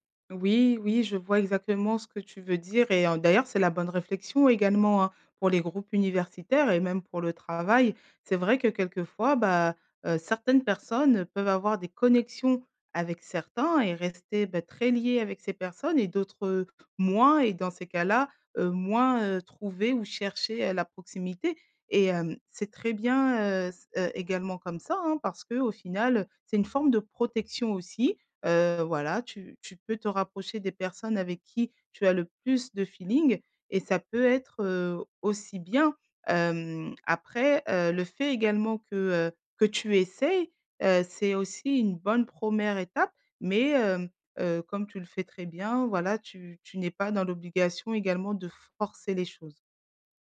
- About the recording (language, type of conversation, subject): French, advice, Comment puis-je mieux m’intégrer à un groupe d’amis ?
- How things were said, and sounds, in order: none